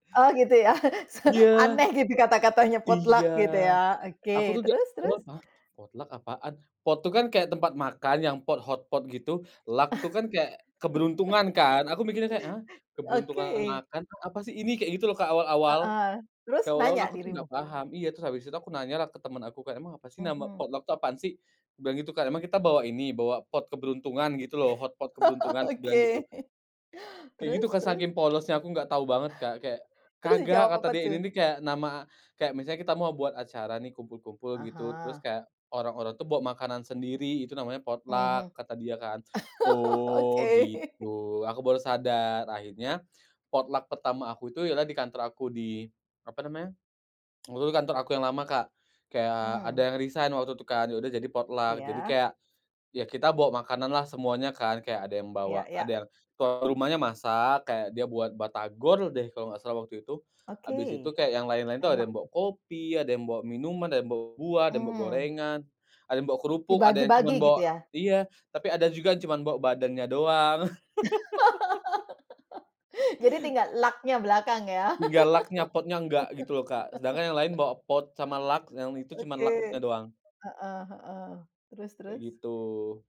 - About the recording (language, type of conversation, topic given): Indonesian, podcast, Pernahkah kamu ikut acara potluck atau acara masak bareng bersama komunitas?
- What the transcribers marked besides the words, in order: laughing while speaking: "ya. Se aneh gitu kata-katanya"; unintelligible speech; in English: "potluck"; in English: "potluck"; in English: "pot"; in English: "pot, hot pot"; in English: "luck"; laugh; in English: "potluck"; laugh; laughing while speaking: "Oke"; laugh; other background noise; tapping; laugh; laughing while speaking: "Oke"; in English: "potluck"; laugh; in English: "potluck"; tsk; in English: "potluck"; laugh; in English: "luck-nya"; in English: "luck-nya"; laugh; in English: "luck"; in English: "luck-nya"